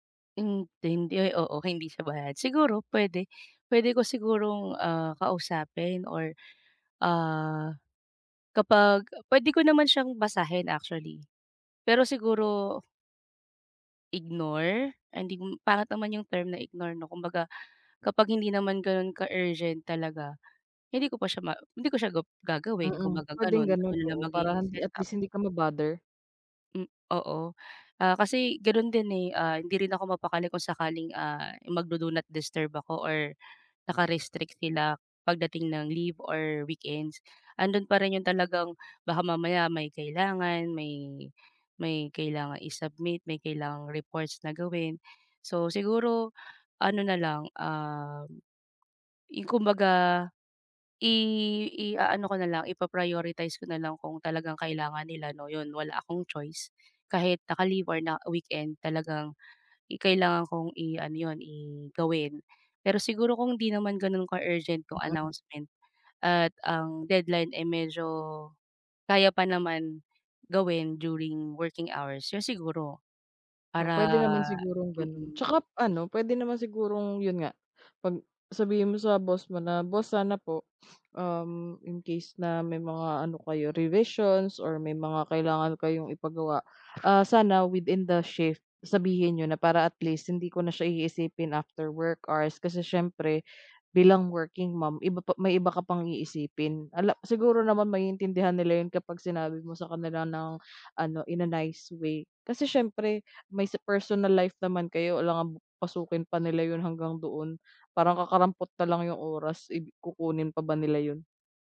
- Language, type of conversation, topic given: Filipino, advice, Paano ko malinaw na maihihiwalay ang oras para sa trabaho at ang oras para sa personal na buhay ko?
- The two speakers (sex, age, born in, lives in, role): female, 30-34, United Arab Emirates, Philippines, advisor; female, 35-39, Philippines, Philippines, user
- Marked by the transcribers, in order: tapping; other background noise